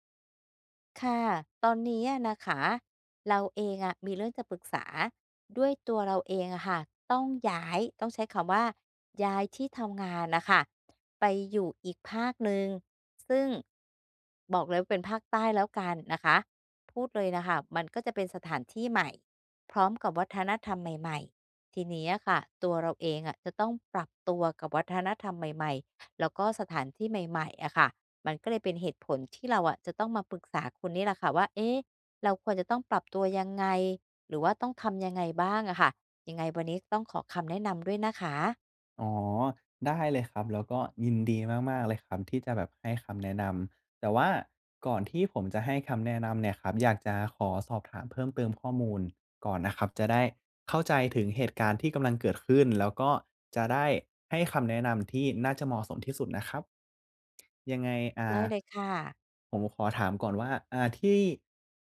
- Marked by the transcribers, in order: tsk
- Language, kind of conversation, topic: Thai, advice, ฉันจะปรับตัวเข้ากับวัฒนธรรมและสถานที่ใหม่ได้อย่างไร?